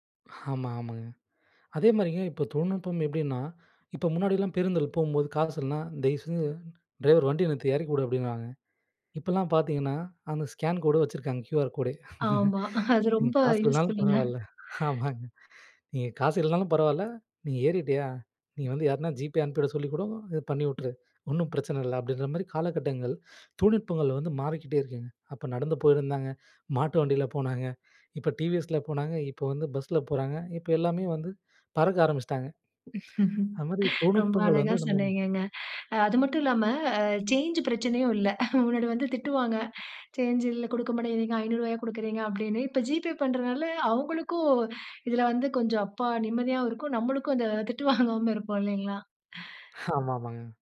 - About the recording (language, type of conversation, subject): Tamil, podcast, புதிய தொழில்நுட்பங்கள் உங்கள் தினசரி வாழ்வை எப்படி மாற்றின?
- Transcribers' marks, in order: in English: "ஸ்கேன் கோடு"; in English: "கியூஆர் கோடு!"; chuckle; laughing while speaking: "நீங்க காசு இல்லன்னாலும் பரவால்ல ஆமாங்க"; in English: "யூஸ்ஃபுல்லுங்க"; laughing while speaking: "ரொம்ப அழகா சொன்னீங்கங்க. அது மட்டும் … வாங்காம இருப்போம் இல்லைங்களா?"; other background noise; in English: "சேஞ்ச்"; in English: "சேஞ்ச்"